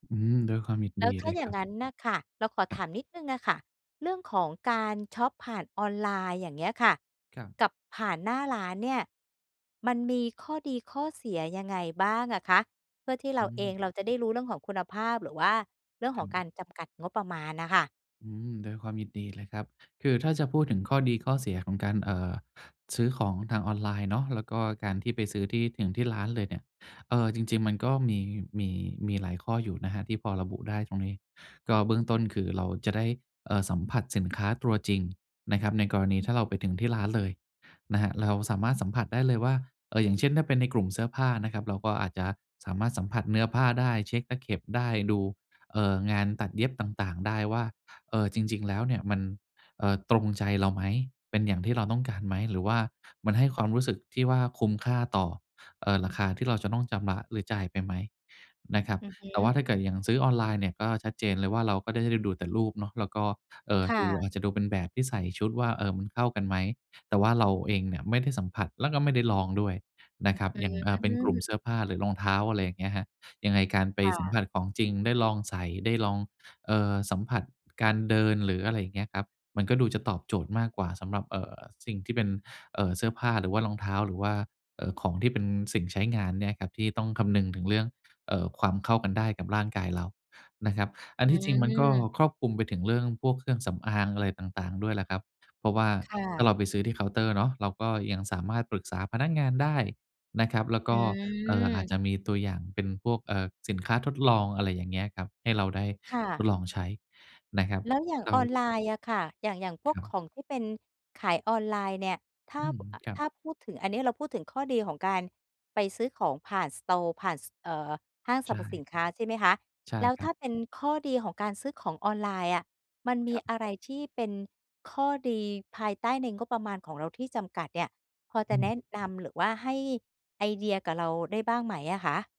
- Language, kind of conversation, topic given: Thai, advice, จะช้อปของจำเป็นและเสื้อผ้าให้คุ้มค่าภายใต้งบประมาณจำกัดได้อย่างไร?
- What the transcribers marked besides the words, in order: "ชําระ" said as "จำระ"; drawn out: "อืม"; drawn out: "อืม"; in English: "สตอร์"